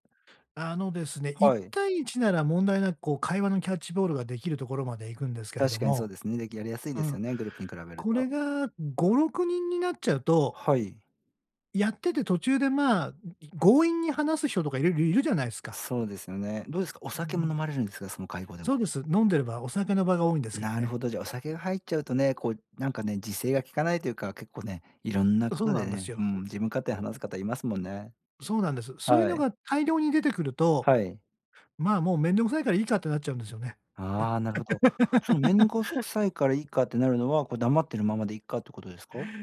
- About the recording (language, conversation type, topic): Japanese, advice, グループの会話に自然に入るにはどうすればいいですか？
- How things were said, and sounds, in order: tapping; other noise; "めんどくさい" said as "めんごすくさい"; laugh